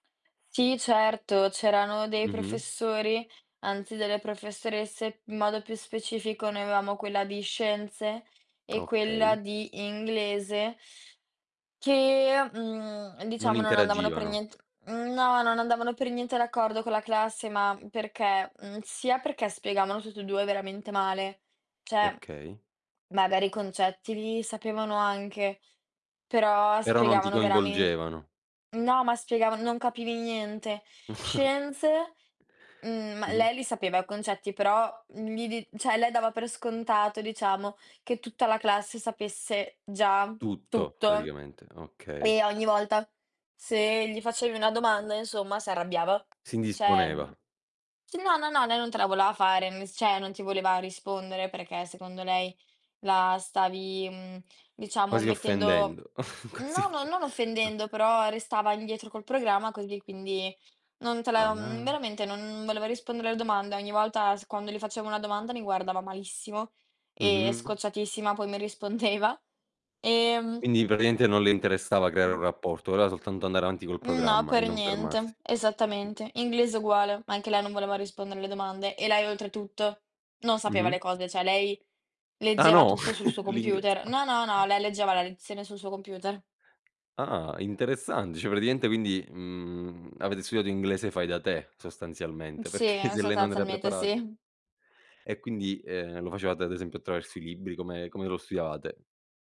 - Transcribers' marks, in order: "cioè" said as "ceh"; chuckle; other background noise; "cioè" said as "ceh"; tapping; "Cioè" said as "ceh"; "voleva" said as "volea"; "cioè" said as "ceh"; chuckle; laughing while speaking: "quasi offe"; laughing while speaking: "rispondeva"; "praticamente" said as "pratiente"; "cioè" said as "ceh"; laughing while speaking: "Ah"; chuckle; laughing while speaking: "perché"; "sostanzialmente" said as "sonzalmente"; laughing while speaking: "sì"
- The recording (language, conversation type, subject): Italian, podcast, Che cosa rende davvero memorabile un insegnante, secondo te?